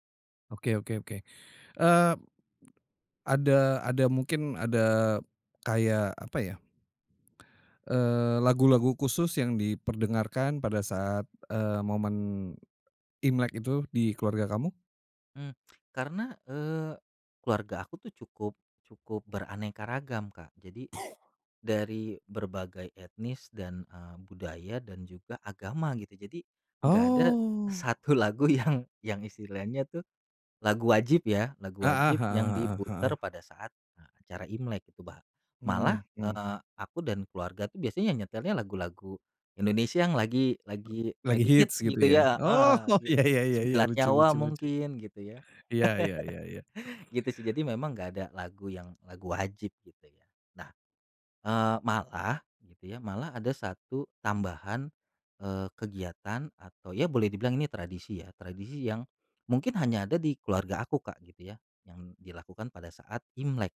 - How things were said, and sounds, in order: other background noise; cough; laughing while speaking: "satu lagu yang"; chuckle; chuckle; tapping
- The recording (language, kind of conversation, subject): Indonesian, podcast, Tradisi keluarga apa yang paling kamu tunggu-tunggu, dan seperti apa biasanya jalannya?